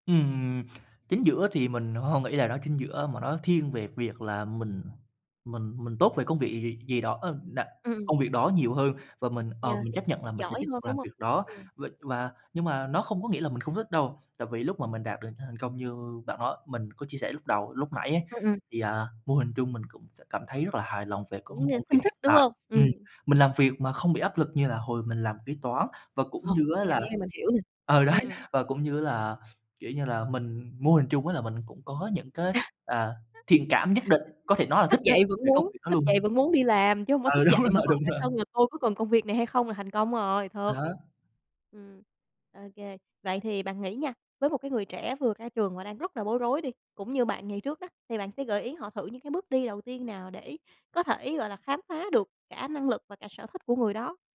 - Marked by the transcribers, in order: unintelligible speech; laughing while speaking: "đấy"; laugh; other background noise; laughing while speaking: "đúng"; unintelligible speech
- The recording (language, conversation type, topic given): Vietnamese, podcast, Bạn làm thế nào để biết mình thích gì và giỏi gì?